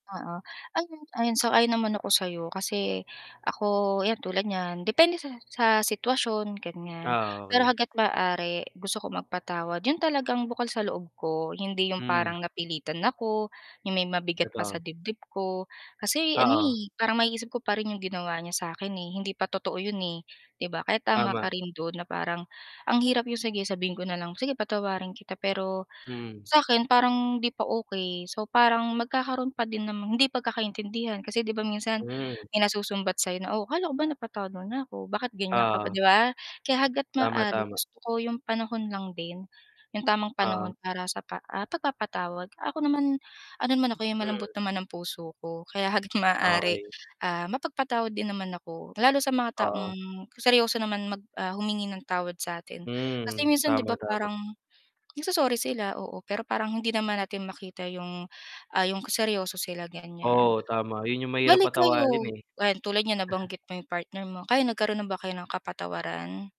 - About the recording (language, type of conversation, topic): Filipino, unstructured, Ano ang pananaw mo tungkol sa pagpapatawad sa isang relasyon?
- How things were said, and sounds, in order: distorted speech; other background noise; static; tapping; chuckle